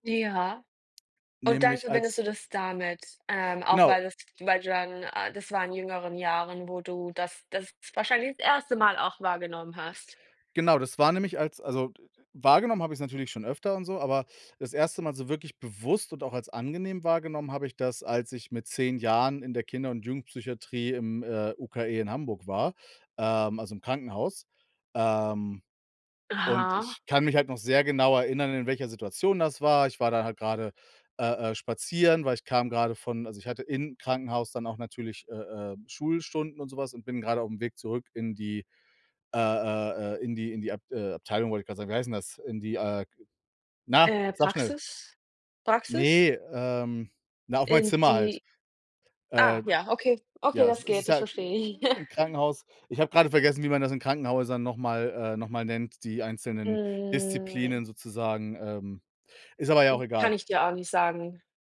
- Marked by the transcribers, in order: chuckle; drawn out: "Mm"
- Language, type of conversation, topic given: German, unstructured, Gibt es einen Geruch, der dich sofort an deine Vergangenheit erinnert?